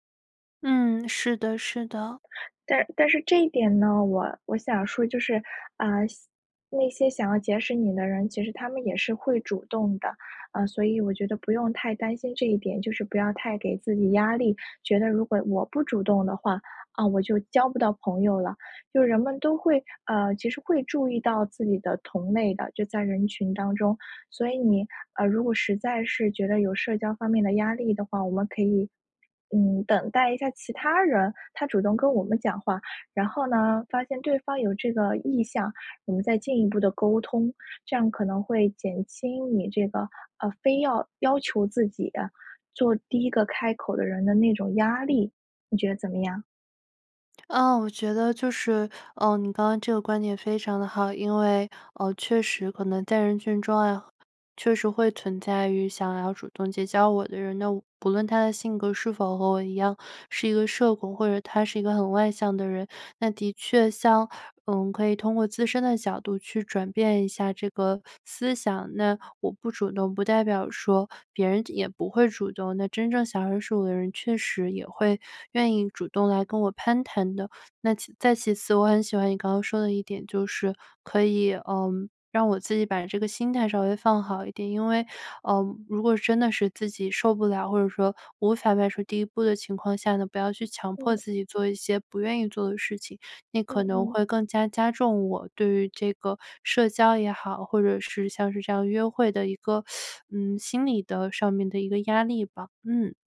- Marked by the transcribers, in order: teeth sucking
- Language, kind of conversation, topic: Chinese, advice, 你因为害怕被拒绝而不敢主动社交或约会吗？